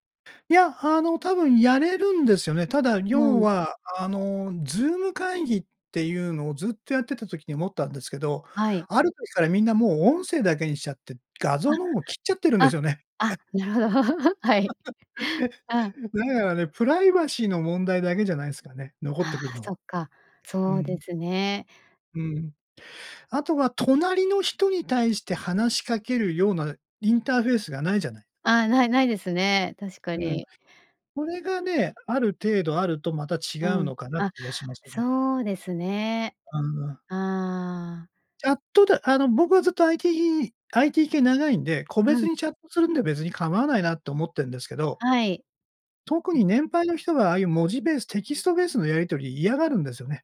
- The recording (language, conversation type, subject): Japanese, podcast, これからのリモートワークは将来どのような形になっていくと思いますか？
- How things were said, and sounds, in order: laughing while speaking: "なるほど、はい"; laugh; in English: "インターフェース"; in English: "ベース、 テキストベース"